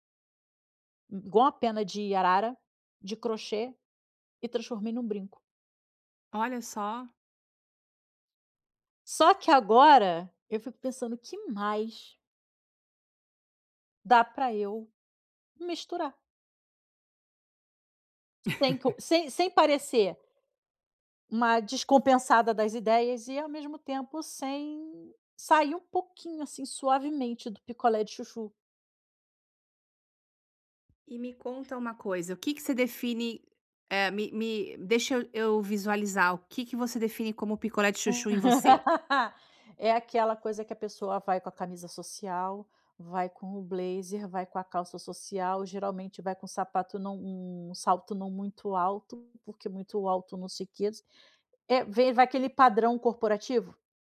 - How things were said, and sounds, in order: laugh; unintelligible speech; laugh
- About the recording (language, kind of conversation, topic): Portuguese, advice, Como posso descobrir um estilo pessoal autêntico que seja realmente meu?